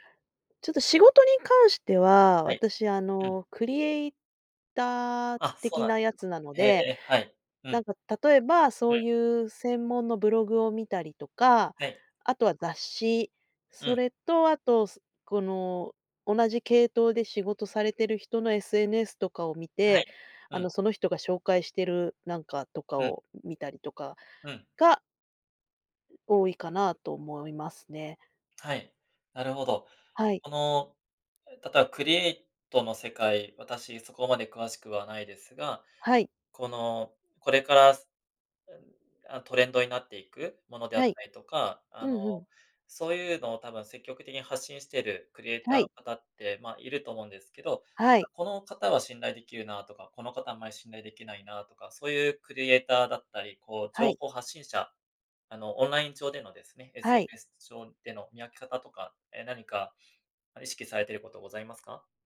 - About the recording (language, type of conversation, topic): Japanese, podcast, 普段、情報源の信頼性をどのように判断していますか？
- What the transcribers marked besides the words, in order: other noise